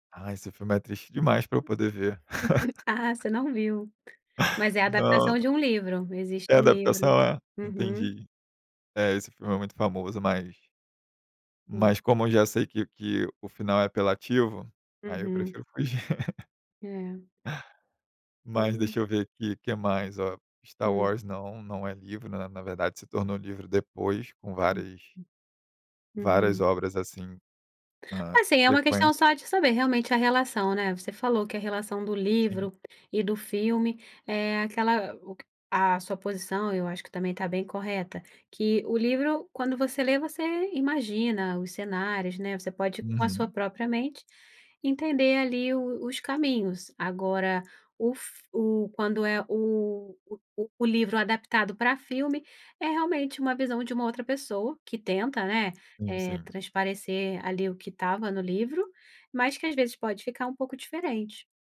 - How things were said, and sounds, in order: giggle; laugh; tapping; laugh
- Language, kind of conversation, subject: Portuguese, podcast, Como você vê a relação entre o livro e o filme adaptado?